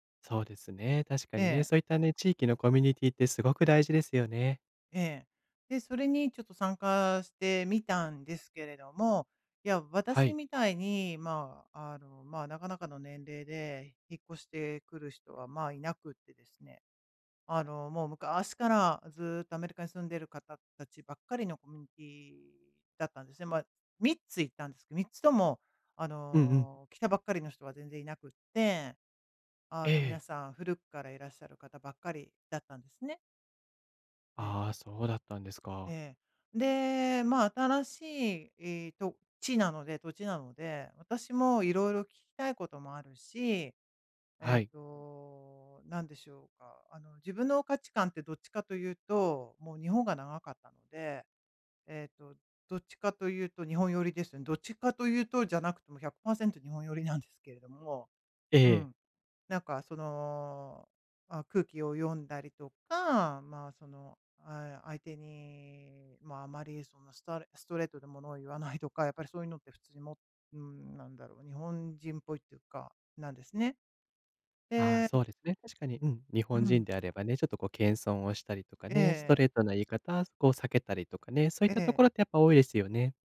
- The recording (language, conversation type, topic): Japanese, advice, 批判されたとき、自分の価値と意見をどのように切り分けますか？
- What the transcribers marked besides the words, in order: none